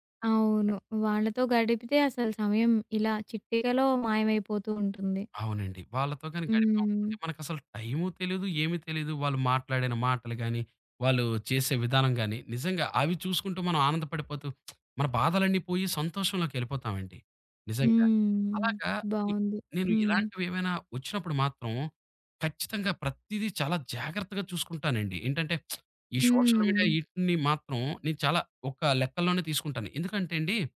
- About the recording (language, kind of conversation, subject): Telugu, podcast, స్మార్ట్‌ఫోన్‌లో మరియు సోషల్ మీడియాలో గడిపే సమయాన్ని నియంత్రించడానికి మీకు సరళమైన మార్గం ఏది?
- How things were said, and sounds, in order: lip smack; lip smack; in English: "సోషల్ మీడియా"